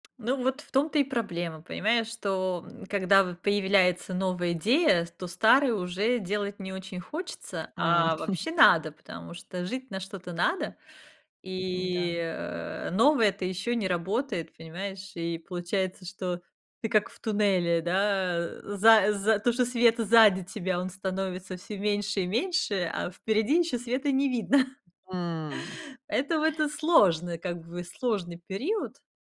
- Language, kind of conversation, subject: Russian, podcast, Как понять, что пора менять профессию и учиться заново?
- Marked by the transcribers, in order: tapping; chuckle; other background noise; chuckle